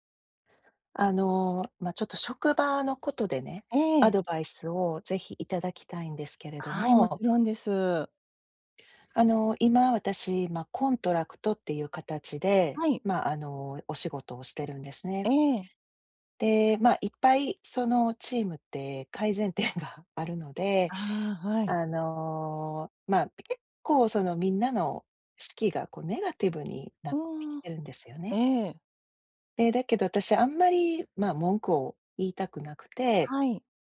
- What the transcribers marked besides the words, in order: chuckle
- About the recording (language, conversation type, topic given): Japanese, advice, 関係を壊さずに相手に改善を促すフィードバックはどのように伝えればよいですか？